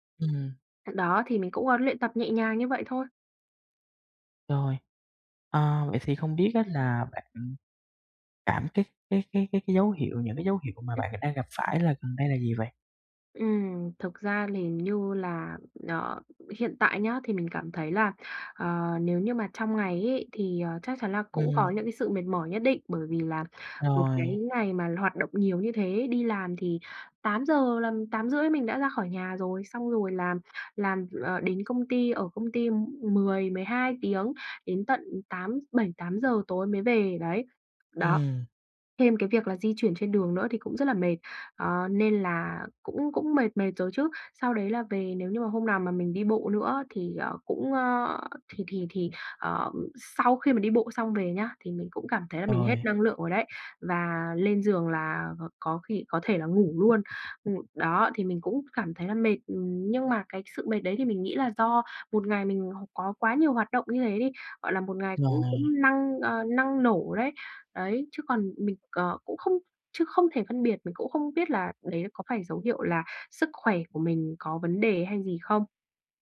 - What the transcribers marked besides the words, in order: tapping; other background noise
- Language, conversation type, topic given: Vietnamese, advice, Khi nào tôi cần nghỉ tập nếu cơ thể có dấu hiệu mệt mỏi?